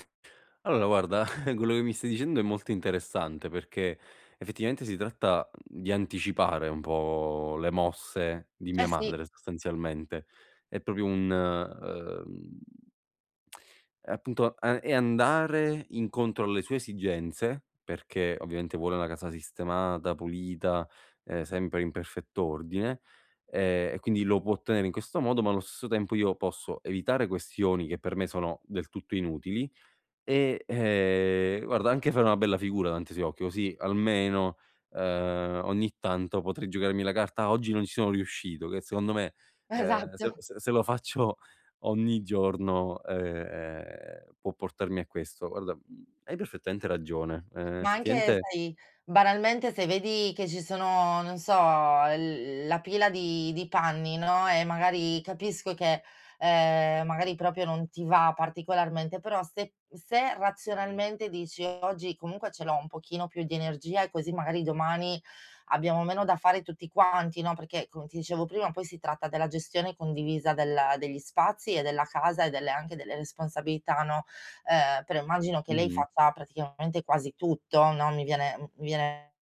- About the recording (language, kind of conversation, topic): Italian, advice, Come posso ridurre le distrazioni domestiche per avere più tempo libero?
- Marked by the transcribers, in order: chuckle; tongue click; other background noise